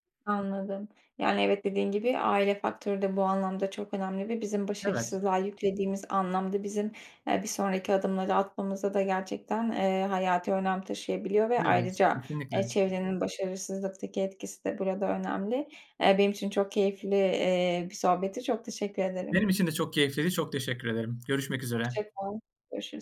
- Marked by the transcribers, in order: "sohbetti" said as "sohbeti"; other background noise; tapping
- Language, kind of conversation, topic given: Turkish, podcast, Başarısızlığı öğrenme fırsatı olarak görmeye nasıl başladın?